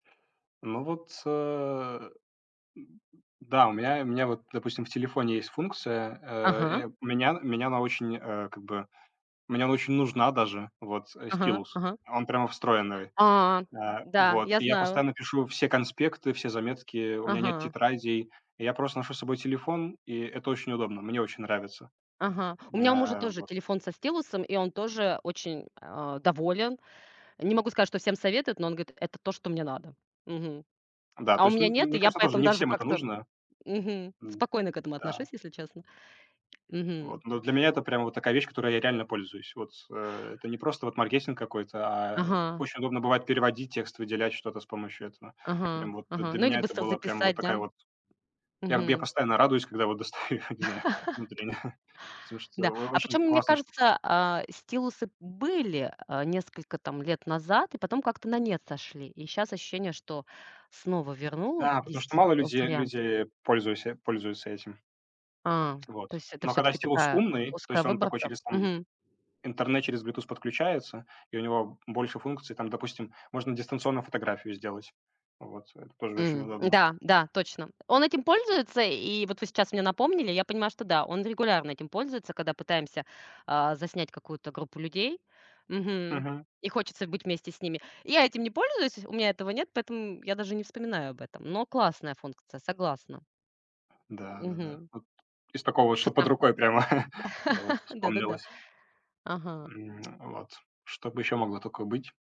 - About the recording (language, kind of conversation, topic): Russian, unstructured, Что вам больше всего нравится в современных гаджетах?
- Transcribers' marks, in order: grunt; tapping; laugh; laughing while speaking: "достаю, не знаю, внутренне"; laugh; chuckle; tongue click